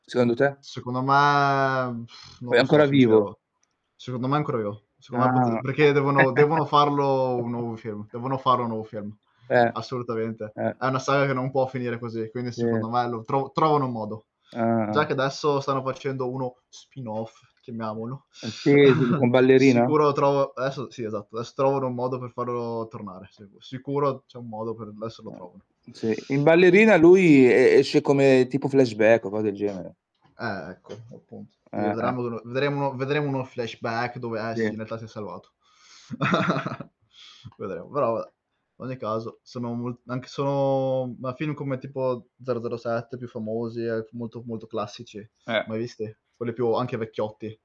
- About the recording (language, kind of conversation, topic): Italian, unstructured, Qual è il vero valore dell’arte contemporanea oggi?
- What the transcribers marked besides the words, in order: distorted speech; static; drawn out: "me"; other noise; tapping; chuckle; teeth sucking; chuckle; unintelligible speech; other background noise; "vedremo" said as "vedramo"; chuckle